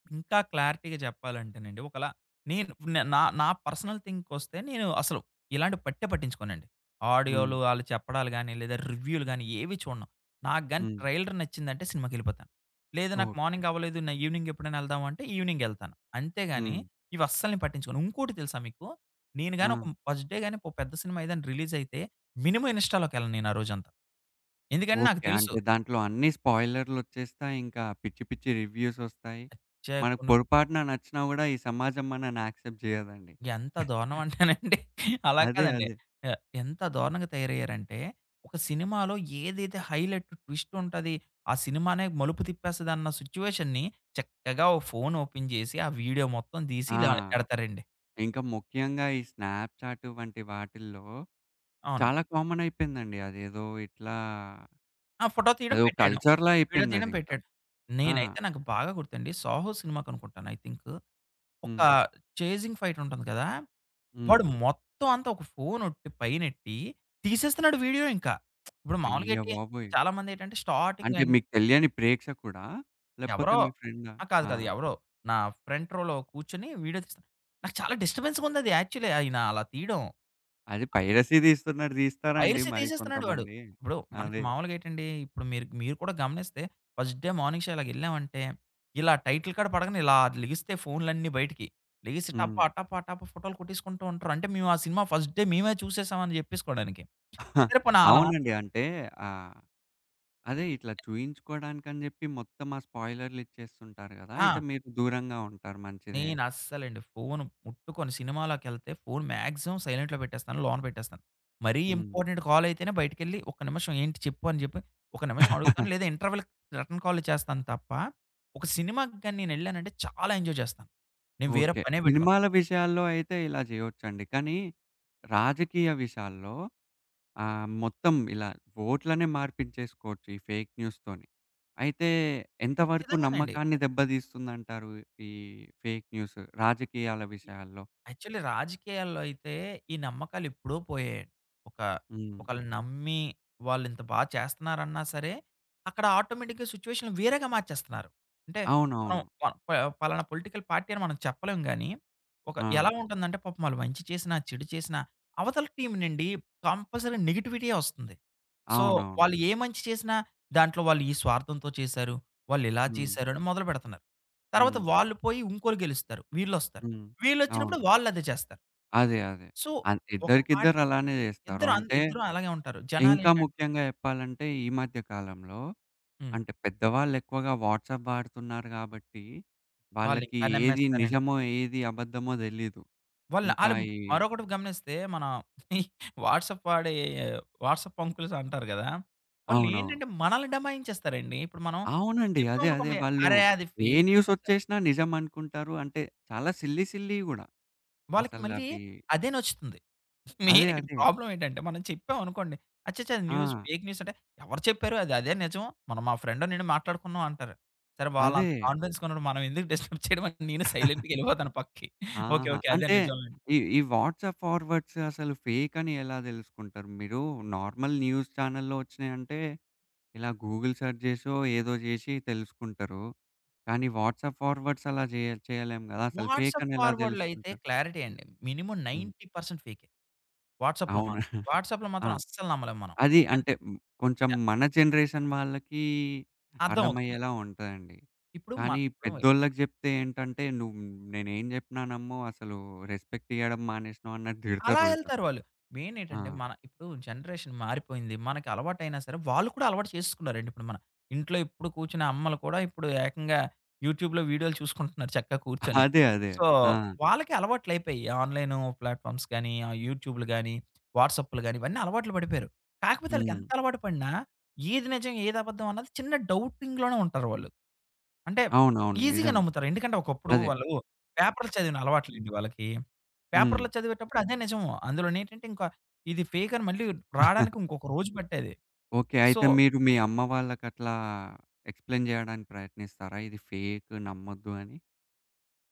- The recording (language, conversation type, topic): Telugu, podcast, నకిలీ వార్తలు ప్రజల నమ్మకాన్ని ఎలా దెబ్బతీస్తాయి?
- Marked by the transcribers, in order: in English: "క్లారిటీగా"; in English: "పర్సనల్"; in English: "ఆడియోలు"; in English: "ట్రైలర్"; in English: "మార్నింగ్"; in English: "ఈవినింగ్"; in English: "ఈవినింగ్"; in English: "ఫస్ట్ డే"; in English: "రిలీజ్"; in English: "మినిమం ఇన్‌స్టాలోకి"; tapping; in English: "రివ్యూస్"; in English: "యాక్సెప్ట్"; chuckle; in English: "హైలైట్ ట్విస్ట్"; in English: "సిచ్యువేషన్‌ని"; in English: "ఫోన్ ఓపెన్"; in English: "వీడియో"; in English: "స్నాప్‌చాట్"; in English: "కామన్"; in English: "కల్చర్‌లా"; in English: "ఐ థింక్"; in English: "చేజింగ్ ఫైట్"; lip smack; in English: "స్టార్టింగ్"; in English: "ఫ్రంట్ రోలో"; in English: "డిస్టర్బెన్స్‌గా"; in English: "యాక్చువల్లి"; in English: "పైరసీ"; in English: "పైరసీ"; in English: "ఫస్ట్ డే మార్నింగ్ షో"; in English: "టైటిల్ కార్డ్"; in English: "ఫస్ట్ డే"; chuckle; other background noise; in English: "ఫోన్ మాక్సిమమ్ సైలెంట్‌లో"; in English: "ఇంపార్టెంట్ కాల్"; laugh; in English: "ఇంటర్వెల్‌కి రిటర్న్ కాల్"; in English: "ఎంజాయ్"; in English: "ఫేక్ న్యూస్‌తోనీ"; in English: "ఫేక్ న్యూస్"; in English: "యాక్చువల్లీ"; in English: "ఆటోమేటిక్‌గా"; in English: "పొలిటికల్ పార్టీ"; in English: "టీమ్"; in English: "కంపల్సరీ"; in English: "సో"; in English: "సో"; in English: "పార్టి"; in English: "వాట్సాప్"; chuckle; in English: "వాట్సాప్"; in English: "వాట్సాప్ అంకుల్స్"; in English: "ఫేక్"; in English: "సిల్లీ సిల్లీవి"; chuckle; in English: "మెయిన్"; in English: "ప్రాబ్లమ్"; in English: "న్యూస్ ఫేక్ న్యూస్"; in English: "ఫ్రెండ్"; in English: "కాన్ఫిడెన్స్‌గా"; laughing while speaking: "డిస్టర్బ్ చేయడమని నేనే సైలెంట్‌గా వెళ్ళిపోతాను పక్కకి"; in English: "డిస్టర్బ్"; chuckle; in English: "సైలెంట్‌గా"; in English: "వాట్సాప్ ఫార్వర్డ్స్"; in English: "ఫేక్"; in English: "నార్మల్ న్యూస్ ఛానెల్లో"; in English: "గూగుల్ సెర్చ్"; in English: "వాట్సాప్ ఫార్వర్డ్స్"; in English: "ఫేక్"; in English: "వాట్సాప్ ఫార్వర్డ్‌లో"; in English: "క్లారిటీ"; in English: "మినిమమ్ నైన్‌టీ పర్సెంట్"; in English: "వాట్సాప్‌లో"; chuckle; in English: "వాట్సాప్‌లో"; in English: "జనరేషన్"; unintelligible speech; in English: "రెస్పెక్ట్"; in Hindi: "ఉల్టా"; in English: "మెయిన్"; in English: "జనరేషన్"; in English: "యూట్యూబ్‌లో"; in English: "సో"; in English: "ప్లాట్‌ఫామ్స్"; in English: "డౌటింగ్‌లోనే"; in English: "ఈజీగా"; in English: "పేపర్‌లో"; in English: "ఫేక్"; chuckle; in English: "సో"; in English: "ఎక్స్‌ప్లెయిన్"; in English: "ఫేక్"